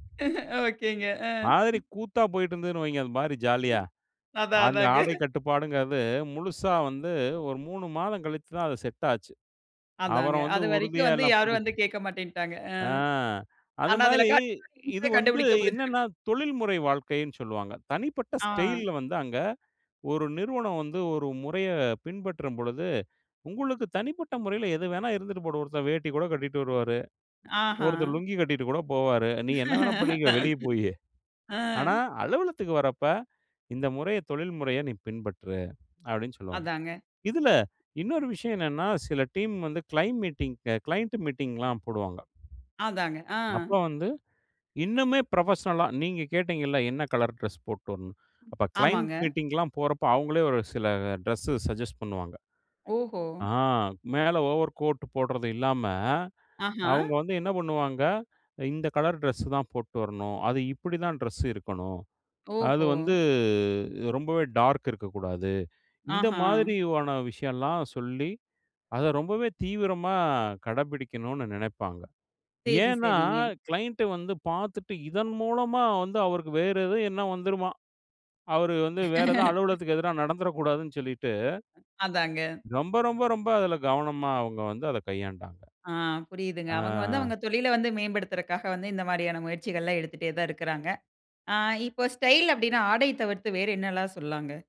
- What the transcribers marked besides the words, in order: chuckle; other noise; snort; laugh; in English: "கிளைம் மீட்டிங் கிளையன்ட் மீட்டிங்லாம்"; in English: "புரொபஷனல்லா"; in English: "கிளையன்ட் மீட்டிங்லாம்"; in English: "சஜெஸ்ட்"; in English: "கிளைன்ட்டு"; chuckle; other background noise
- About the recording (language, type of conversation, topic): Tamil, podcast, தொழில்முறை வாழ்க்கைக்கும் உங்கள் தனிப்பட்ட அலங்கார பாணிக்கும் இடையிலான சமநிலையை நீங்கள் எப்படி வைத்துக்கொள்கிறீர்கள்?